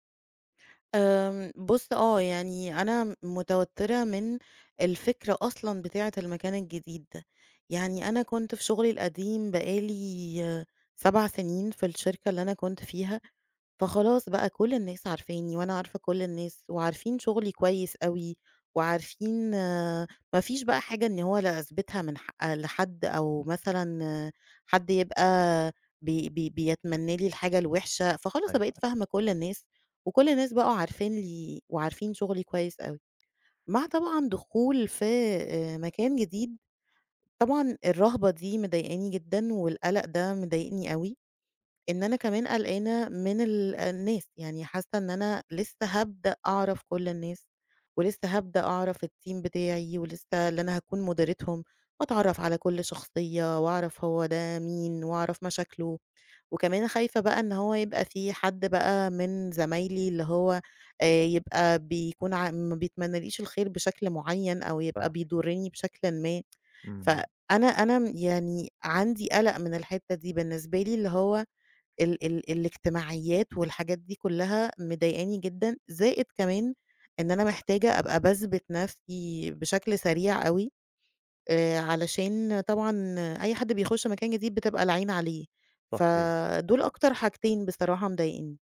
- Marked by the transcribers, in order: unintelligible speech; in English: "الteam"; tsk; tapping
- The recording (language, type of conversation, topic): Arabic, advice, إزاي أتعامل مع قلقي من تغيير كبير في حياتي زي النقل أو بداية شغل جديد؟